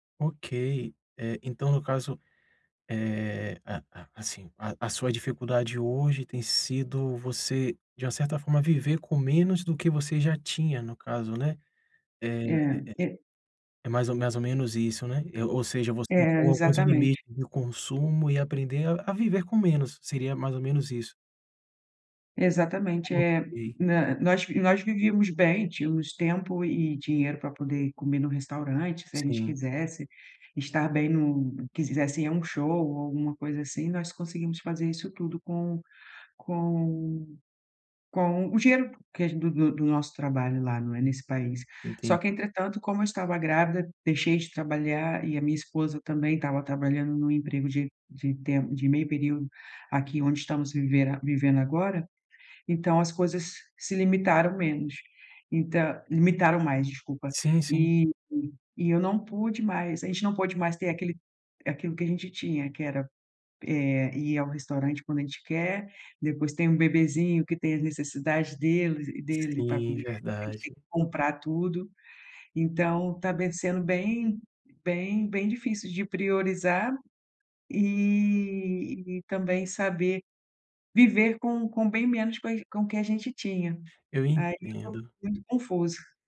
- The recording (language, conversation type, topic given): Portuguese, advice, Como posso reduzir meu consumo e viver bem com menos coisas no dia a dia?
- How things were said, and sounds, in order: none